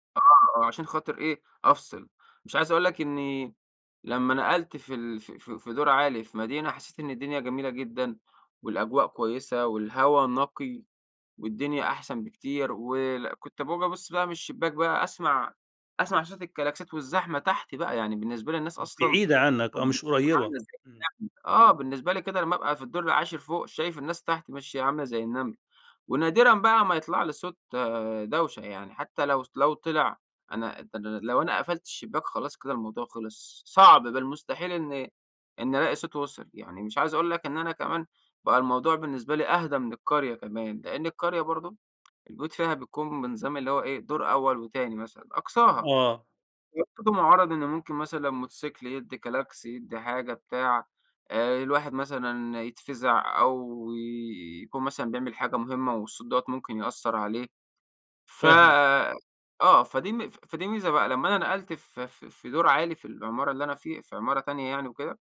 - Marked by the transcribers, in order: unintelligible speech; tapping; unintelligible speech
- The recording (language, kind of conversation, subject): Arabic, podcast, إيه رأيك في إنك تعيش ببساطة وسط زحمة المدينة؟